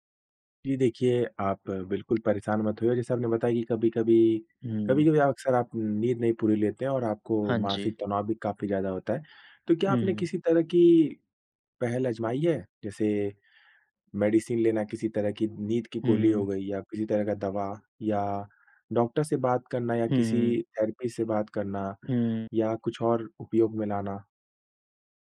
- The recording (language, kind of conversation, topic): Hindi, advice, सोने से पहले चिंता और विचारों का लगातार दौड़ना
- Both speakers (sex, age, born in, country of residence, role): male, 25-29, India, India, advisor; male, 25-29, India, India, user
- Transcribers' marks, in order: tapping; in English: "मेडिसिन"